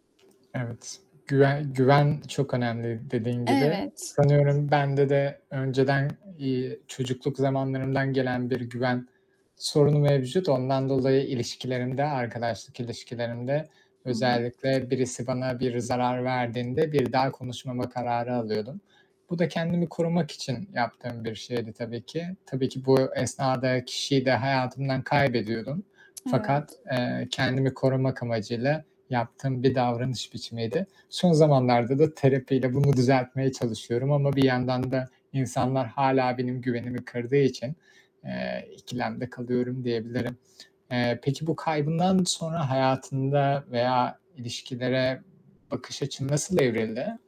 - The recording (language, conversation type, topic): Turkish, unstructured, Sevdiğin birini kaybetmek hayatını nasıl değiştirdi?
- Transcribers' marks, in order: static; other background noise; tapping; "esnada" said as "esnade"